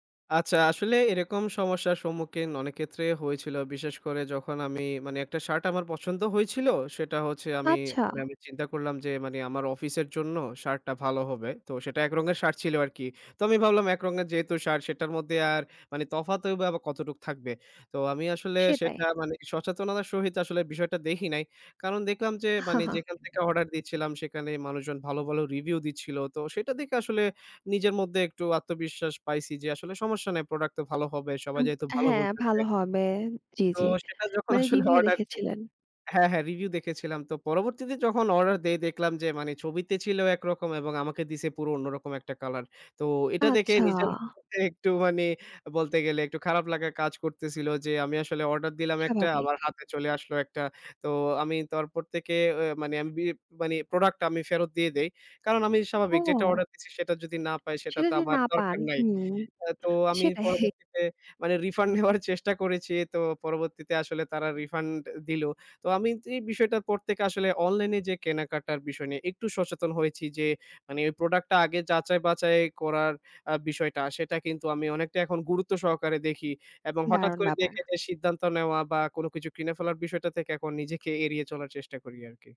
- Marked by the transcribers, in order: chuckle; "সেখানে" said as "সেকানে"; laughing while speaking: "আসলে"; "থেকে" said as "তেকে"; unintelligible speech; other background noise; laughing while speaking: "সেটাই"; laughing while speaking: "রিফান্ড নেওয়ার চেষ্টা"
- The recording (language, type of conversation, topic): Bengali, podcast, অনলাইনে কেনাকাটা আপনার জীবনে কী পরিবর্তন এনেছে?